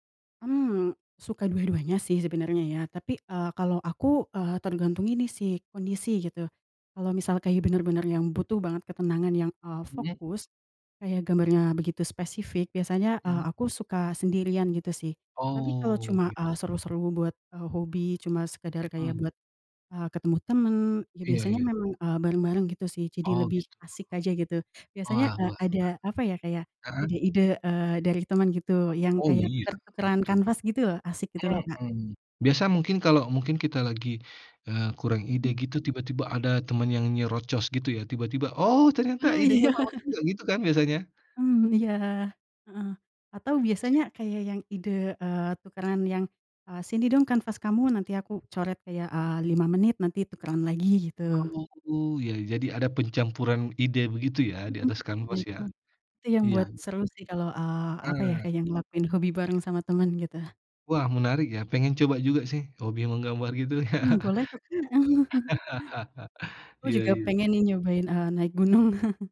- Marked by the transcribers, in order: laughing while speaking: "iya"; chuckle; chuckle; tapping; chuckle; laugh; chuckle
- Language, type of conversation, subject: Indonesian, unstructured, Apa hobi yang paling sering kamu lakukan bersama teman?